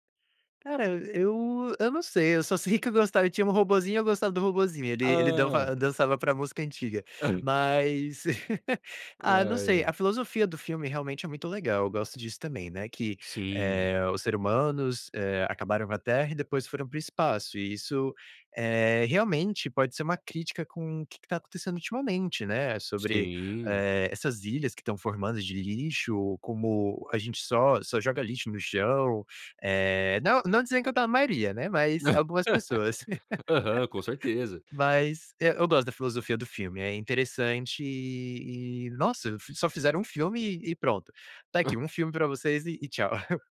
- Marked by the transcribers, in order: tapping; laugh; laugh; other background noise; laugh; chuckle
- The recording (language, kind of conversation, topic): Portuguese, podcast, Qual foi um filme que te marcou quando você era jovem?